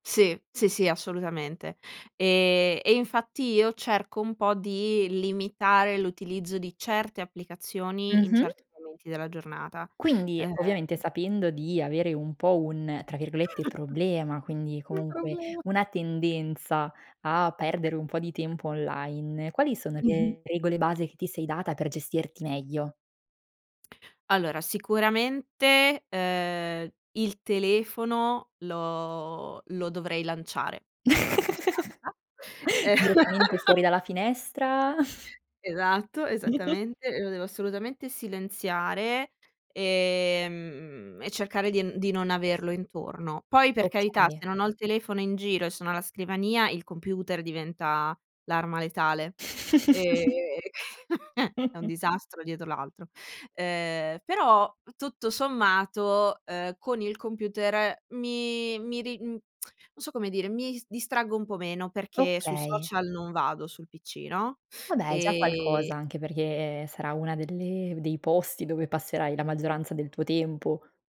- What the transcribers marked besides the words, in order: chuckle; laughing while speaking: "Un problema"; drawn out: "lo"; giggle; laughing while speaking: "ehm"; laugh; chuckle; chuckle; chuckle; tsk
- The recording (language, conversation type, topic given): Italian, podcast, Come eviti di perdere tempo online?